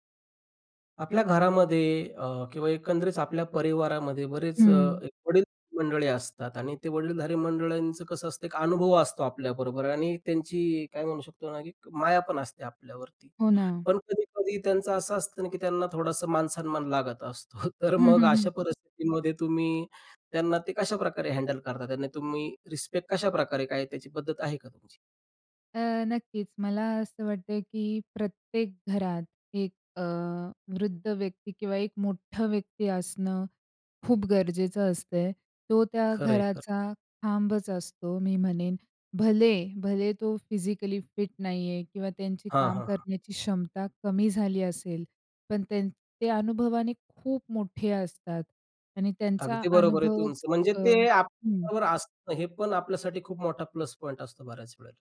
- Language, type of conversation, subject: Marathi, podcast, वृद्धांना सन्मान देण्याची तुमची घरगुती पद्धत काय आहे?
- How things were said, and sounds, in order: other noise; chuckle; in English: "हँडल"